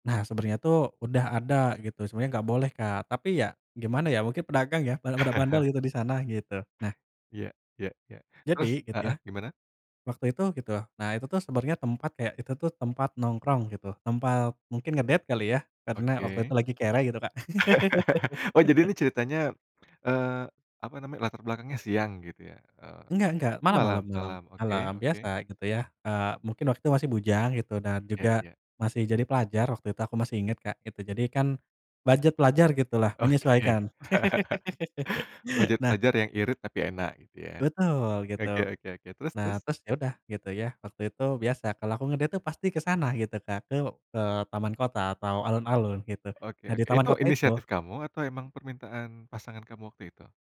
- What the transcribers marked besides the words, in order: chuckle; in English: "nge-date"; laugh; chuckle; laugh; in English: "nge-date"
- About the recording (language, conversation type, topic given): Indonesian, podcast, Apa yang membuat makanan kaki lima terasa berbeda dan bikin ketagihan?